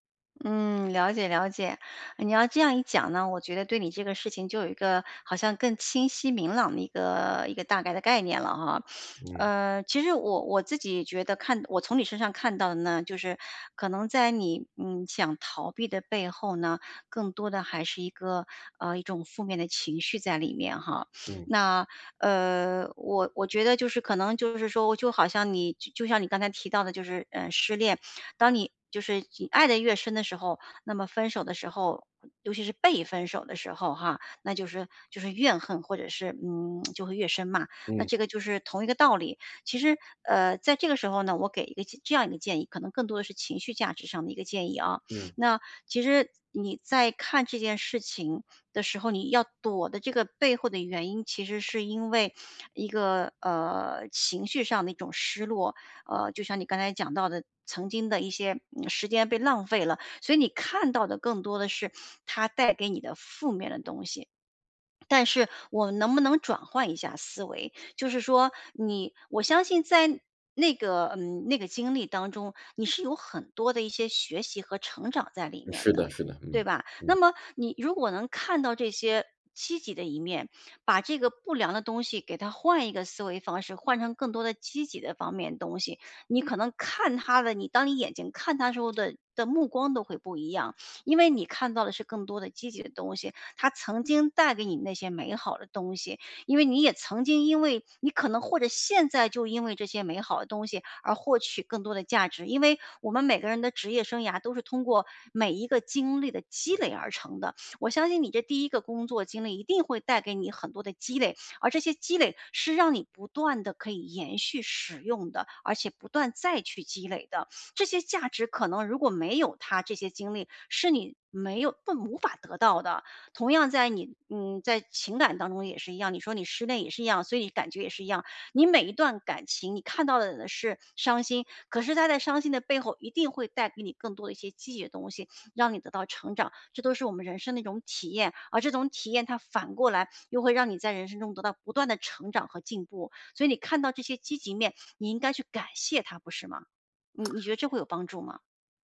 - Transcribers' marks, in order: lip smack; lip smack
- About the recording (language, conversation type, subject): Chinese, advice, 回到熟悉的场景时我总会被触发进入不良模式，该怎么办？